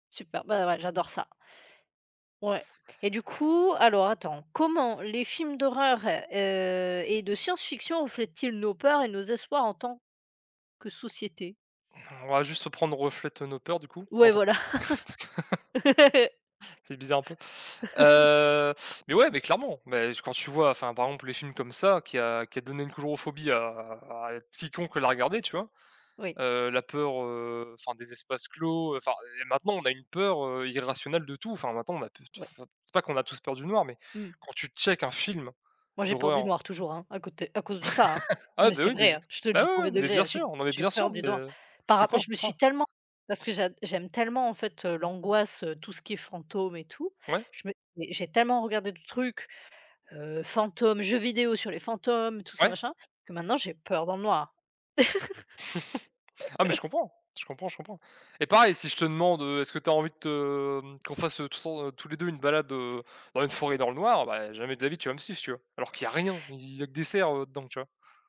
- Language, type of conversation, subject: French, unstructured, Préférez-vous les films d’horreur ou les films de science-fiction ?
- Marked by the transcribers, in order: tapping; laughing while speaking: "voilà"; laughing while speaking: "cette"; laugh; drawn out: "Heu"; stressed: "checkes"; laugh; stressed: "tellement"; laugh; stressed: "rien"